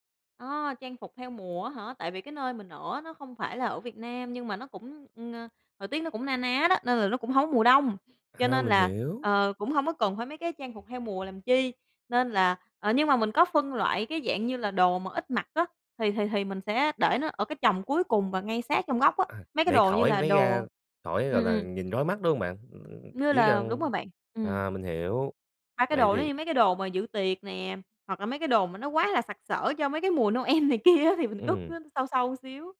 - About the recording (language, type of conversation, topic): Vietnamese, podcast, Làm thế nào để giữ tủ quần áo luôn gọn gàng mà vẫn đa dạng?
- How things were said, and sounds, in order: tapping; laughing while speaking: "Noel này kia"